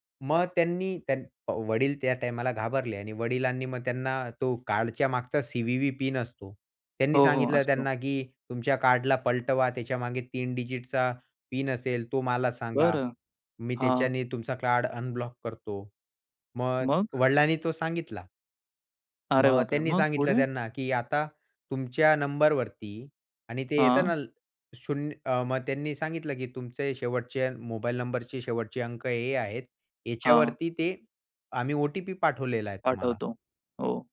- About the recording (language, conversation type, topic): Marathi, podcast, डिजिटल कौशल्ये शिकणे किती गरजेचे आहे असं तुम्हाला वाटतं?
- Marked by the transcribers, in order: in English: "डिजिटचा"; in English: "अनब्लॉक"